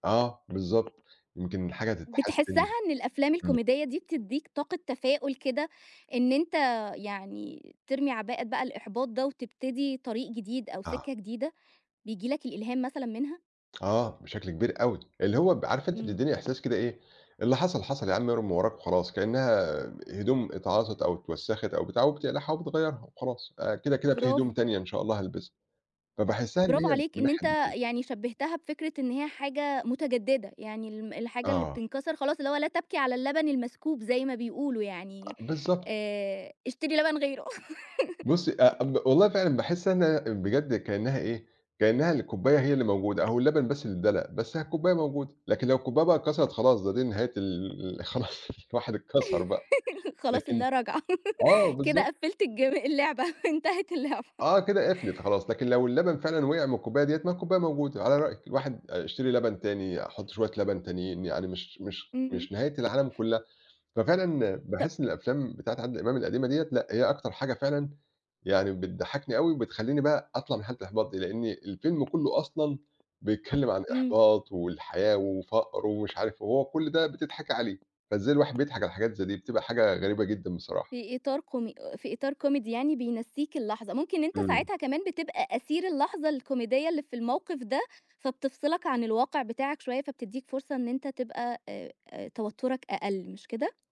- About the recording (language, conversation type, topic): Arabic, podcast, إيه اللي بيحفّزك تكمّل لما تحس بالإحباط؟
- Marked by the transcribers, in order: tapping; other background noise; laugh; laugh; laughing while speaking: "خلاص اللا راجعة، كده قفِّلت الج اللعبة، انتهت اللعبة"; laughing while speaking: "خلاص، الواحد اتكسر بقى"; laughing while speaking: "بيتكلم"